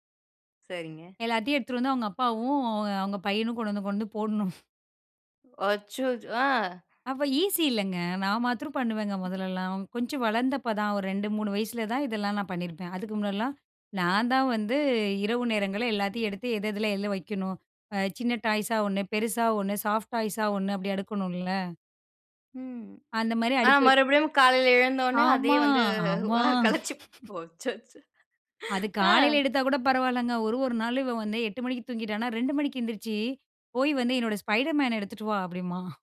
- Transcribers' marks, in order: other background noise; tapping; "எல்லாம்" said as "எல்லு"; in English: "சாஃப்ட் டாய்ஸா"; drawn out: "ஆமா"; laughing while speaking: "அதே வந்து அ கலைச்சி போ அச்சச்சோ"; laugh
- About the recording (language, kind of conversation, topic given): Tamil, podcast, குழந்தைகள் தங்கள் உடைகள் மற்றும் பொம்மைகளை ஒழுங்காக வைத்துக்கொள்ளும் பழக்கத்தை நீங்கள் எப்படி கற்றுக்கொடுக்கிறீர்கள்?